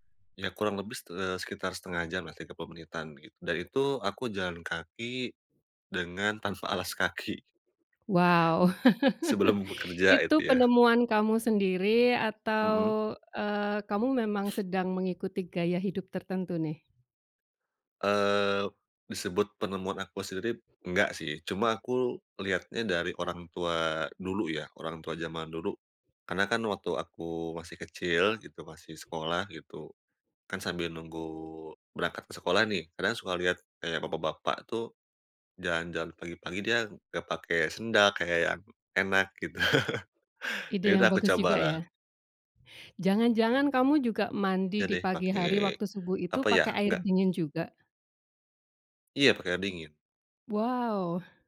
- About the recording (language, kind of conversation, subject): Indonesian, podcast, Bagaimana kamu menjaga keseimbangan antara pekerjaan dan kehidupan sehari-hari?
- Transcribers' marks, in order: laughing while speaking: "kaki"; laugh; laugh